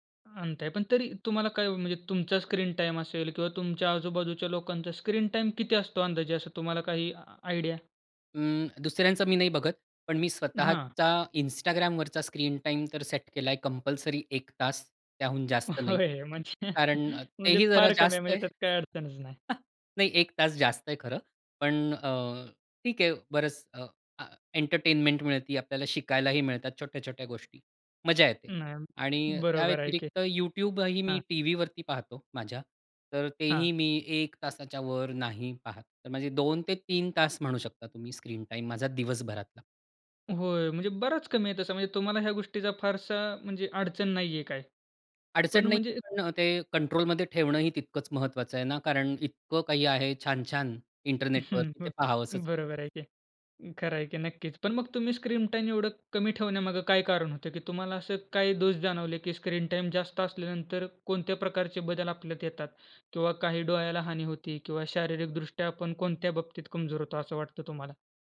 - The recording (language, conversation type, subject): Marathi, podcast, स्क्रीन टाइम कमी करण्यासाठी कोणते सोपे उपाय करता येतील?
- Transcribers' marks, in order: in English: "स्क्रीन टाईम"; in English: "स्क्रीन टाईम"; in English: "आयडिया?"; in English: "स्क्रीन टाईम"; in English: "कंपल्सरी"; laughing while speaking: "होय म्हणजे"; chuckle; chuckle; in English: "स्क्रीन टाईम"; chuckle; other background noise